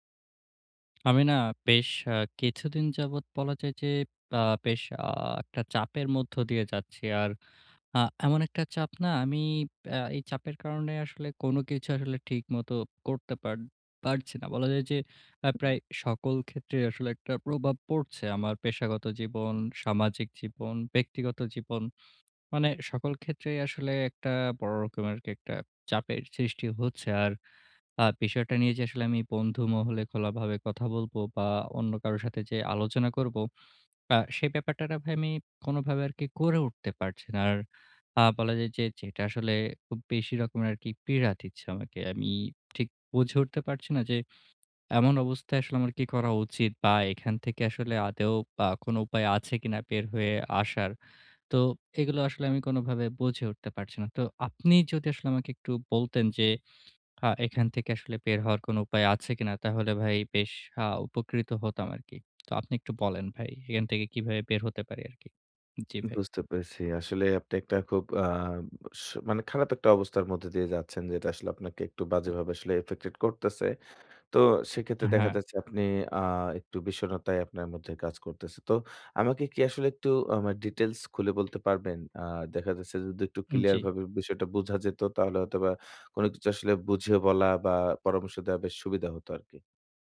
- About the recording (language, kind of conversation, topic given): Bengali, advice, নতুন বাবা-মা হিসেবে সময় কীভাবে ভাগ করে কাজ ও পরিবারের দায়িত্বের ভারসাম্য রাখব?
- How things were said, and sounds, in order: tapping; in English: "এফেক্টেড"